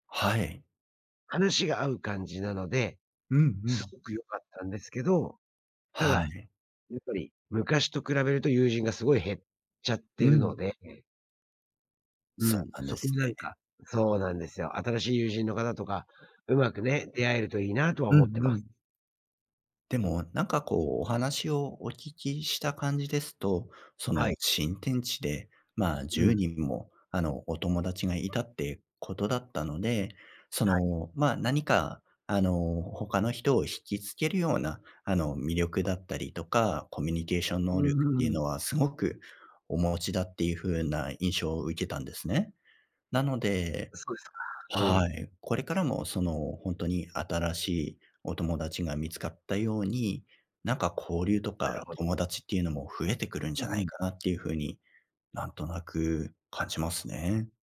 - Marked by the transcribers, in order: none
- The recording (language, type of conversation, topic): Japanese, advice, 引っ越してきた地域で友人がいないのですが、どうやって友達を作ればいいですか？